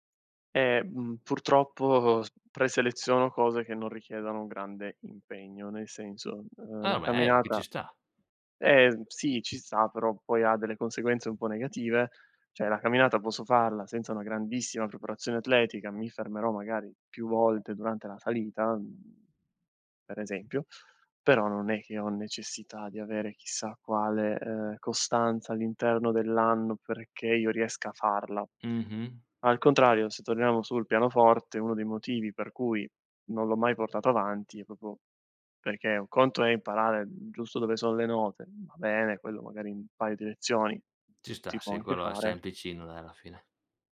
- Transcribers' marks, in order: "proprio" said as "propo"; other background noise
- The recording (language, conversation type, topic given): Italian, podcast, Com'è nata la tua passione per questo hobby?
- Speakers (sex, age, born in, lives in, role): male, 25-29, Italy, Italy, guest; male, 25-29, Italy, Italy, host